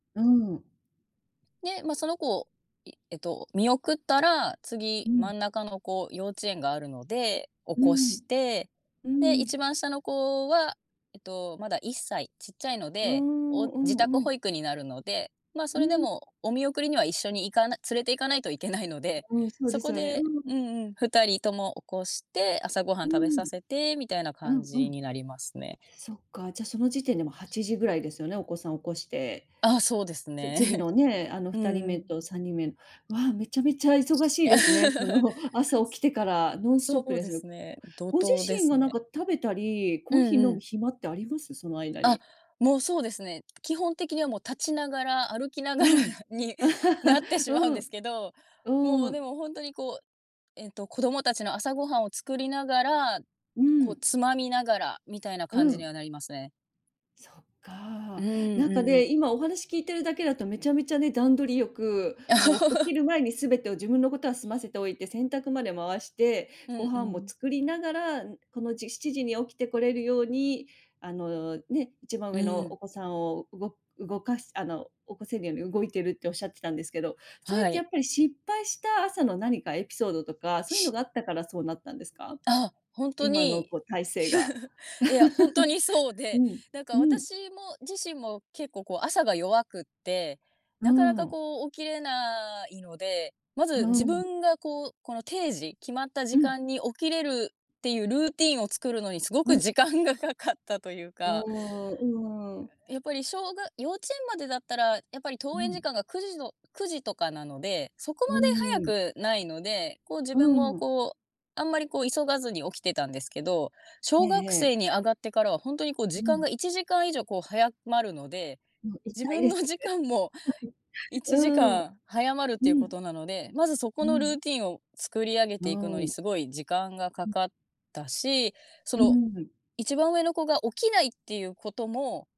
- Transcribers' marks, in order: tapping; laughing while speaking: "いけないので"; other background noise; laughing while speaking: "そうですね"; laugh; laughing while speaking: "歩きながらになってしま … も本当にこう"; chuckle; laughing while speaking: "うん うん"; chuckle; giggle; laughing while speaking: "いや、本当にそうで"; chuckle; laughing while speaking: "うん うん"; laughing while speaking: "時間がかかったというか"; laughing while speaking: "自分の時間も"
- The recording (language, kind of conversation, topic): Japanese, podcast, 忙しい朝をどうやって乗り切っていますか？